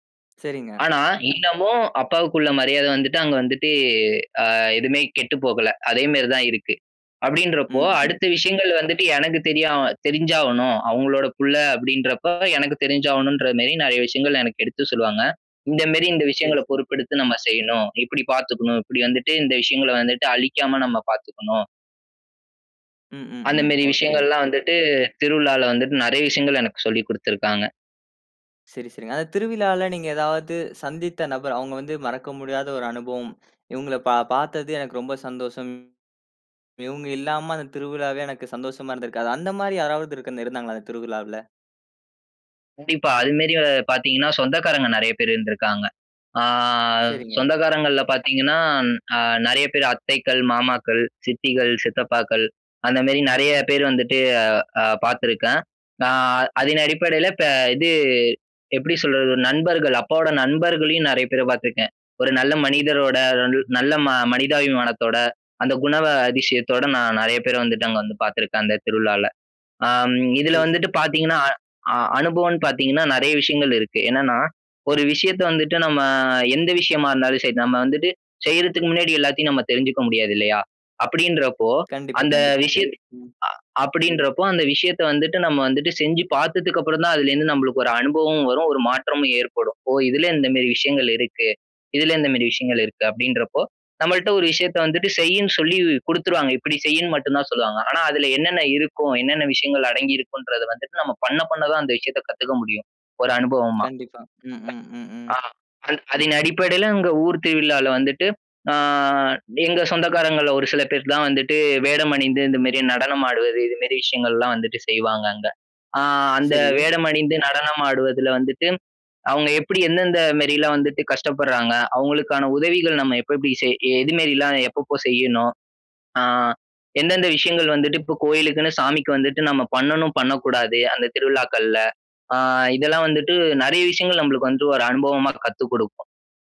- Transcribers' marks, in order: other noise; "மாரி" said as "மேரி"; "மாரி" said as "மேரி"; "மாரி" said as "மேரி"; other background noise; "மாரி" said as "மேரி"; drawn out: "ஆ"; "மாரி" said as "மேரி"; unintelligible speech; "குணா" said as "குணவ"; tapping; "மாரி" said as "மேரி"; "மாரி" said as "மேரி"; lip smack; unintelligible speech; drawn out: "அ"; "மாரி" said as "மேரி"; "மாரி" said as "மேரி"; "மாரிலாம்" said as "மேரிலாம்"
- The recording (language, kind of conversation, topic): Tamil, podcast, ஒரு ஊரில் நீங்கள் பங்கெடுத்த திருவிழாவின் அனுபவத்தைப் பகிர்ந்து சொல்ல முடியுமா?